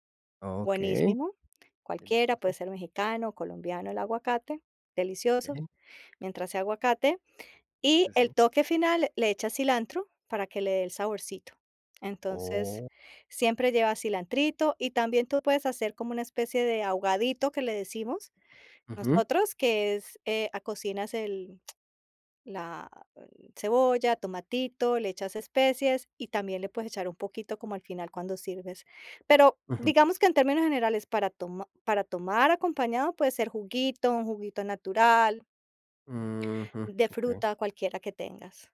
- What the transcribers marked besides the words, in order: none
- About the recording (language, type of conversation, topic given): Spanish, podcast, ¿Cuál es tu plato casero favorito y por qué?